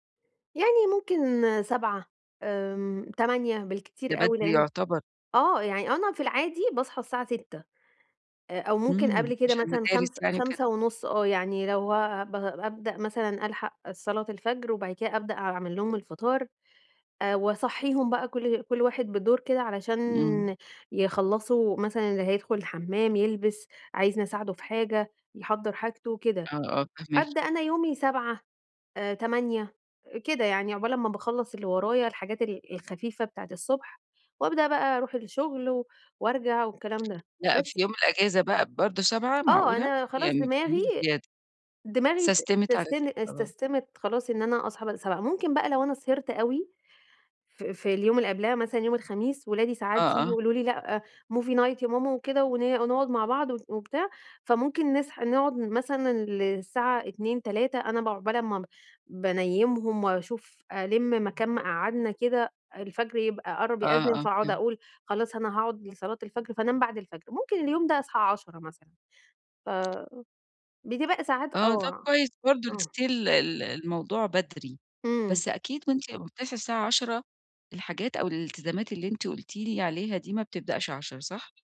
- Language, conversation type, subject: Arabic, advice, إزاي أوازن بين الراحة وواجباتي الشخصية في عطلة الأسبوع؟
- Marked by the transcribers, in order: tapping; in English: "استستمت"; "اتسستمت" said as "استستمت"; in English: "سستِمِت"; in English: "movie night"; in English: "still"; horn